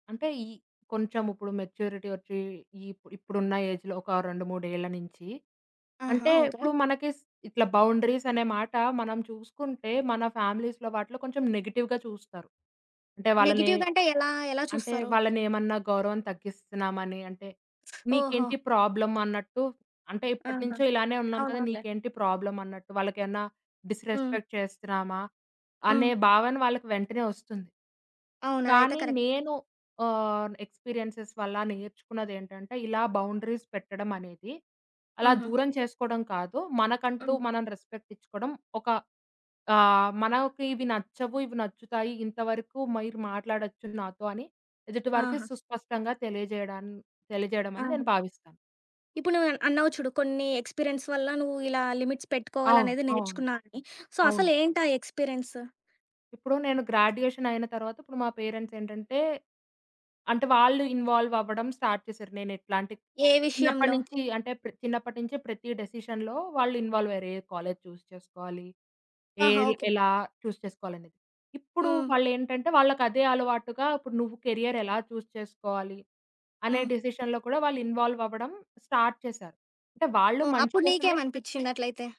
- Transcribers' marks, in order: in English: "మెచ్యూరిటీ"; in English: "ఏజ్‌లో"; other background noise; tapping; in English: "బౌండరీస్"; in English: "ఫ్యామిలీస్‌లో"; in English: "నెగెటివ్‌గా"; in English: "నెగెటివ్‌గా"; teeth sucking; in English: "ప్రాబ్లమ్"; in English: "ప్రాబ్లమ్"; in English: "డిస్‌రెస్పెక్ట్"; in English: "కరెక్ట్"; in English: "ఎక్స్‌పీరియన్సెస్"; in English: "బౌండరీస్"; in English: "రెస్పెక్ట్"; in English: "ఎక్స్‌పీరియెన్స్"; in English: "లిమిట్స్"; in English: "సో"; in English: "ఇన్‌వాల్వ్"; in English: "స్టార్ట్"; in English: "డెసిషన్‌లో"; in English: "చూజ్"; in English: "చూజ్"; in English: "కెరియర్"; in English: "చూజ్"; in English: "డెసిషన్‌లో"; in English: "స్టార్ట్"
- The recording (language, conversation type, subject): Telugu, podcast, పెద్దవారితో సరిహద్దులు పెట్టుకోవడం మీకు ఎలా అనిపించింది?